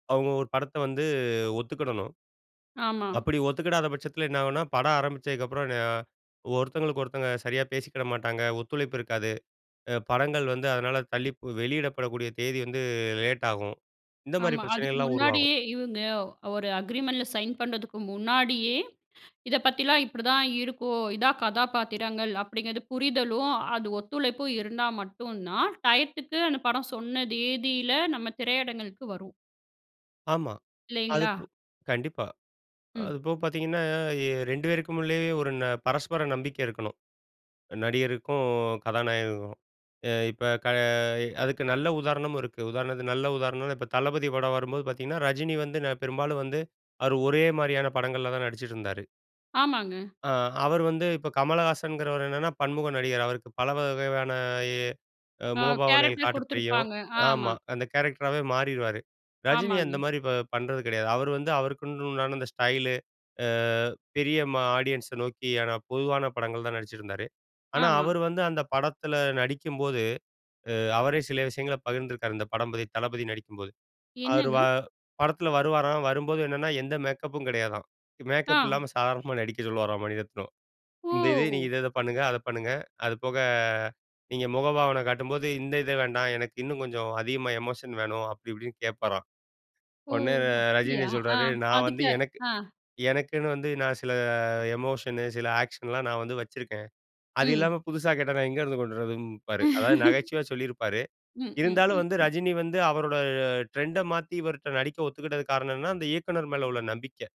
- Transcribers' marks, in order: in English: "அக்ரீமெண்ட்ல சைன்"; "திரையரங்குக்கு" said as "திரையிடங்களுக்கு"; "கதாநாயகருக்கும்" said as "கதாநாயககும்"; in English: "ஆடியன்ஸ"; "நோக்கிய" said as "நோக்கியான"; drawn out: "ஓ!"; in English: "எமோஷன்"; in English: "எமோஷனு"; in English: "ஆக்ஷன்லாம்"; laugh; in English: "ட்ரெண்ட"
- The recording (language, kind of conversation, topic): Tamil, podcast, இயக்குனரும் நடிகரும் இடையே நல்ல ஒத்துழைப்பு எப்படி உருவாகிறது?